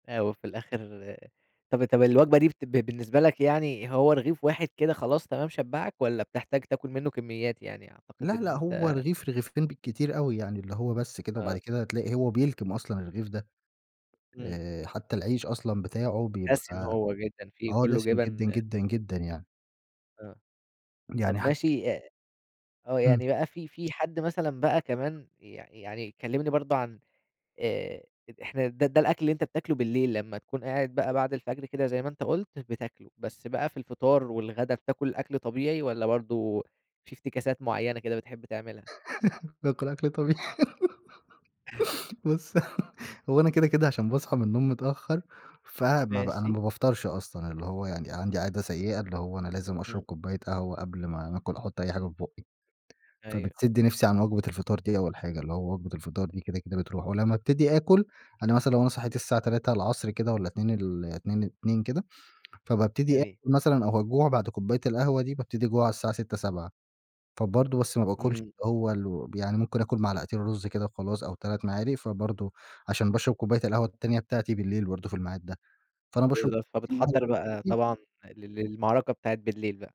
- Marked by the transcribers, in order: tapping; unintelligible speech; giggle; unintelligible speech
- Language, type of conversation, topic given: Arabic, podcast, إيه أكتر أكلة بتحسّ إنها بتريحك؟
- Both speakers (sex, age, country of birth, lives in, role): male, 20-24, Egypt, Egypt, host; male, 25-29, Egypt, Egypt, guest